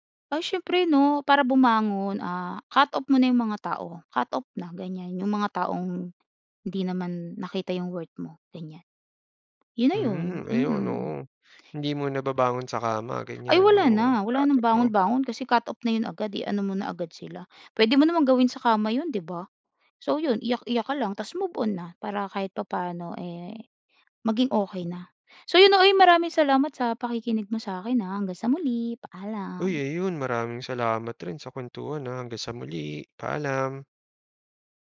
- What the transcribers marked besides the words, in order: none
- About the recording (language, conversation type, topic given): Filipino, podcast, Ano ang pinakamalaking aral na natutunan mo mula sa pagkabigo?